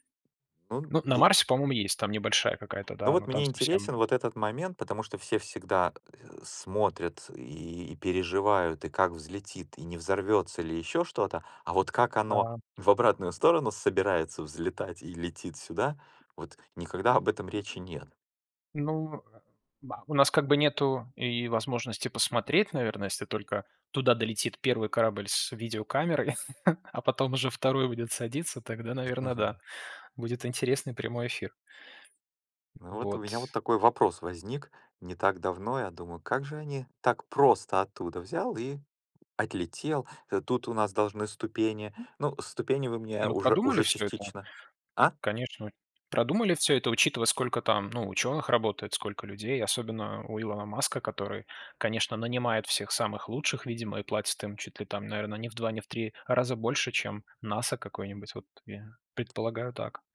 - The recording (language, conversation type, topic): Russian, unstructured, Почему люди изучают космос и что это им даёт?
- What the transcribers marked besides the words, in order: other background noise; chuckle; unintelligible speech; tapping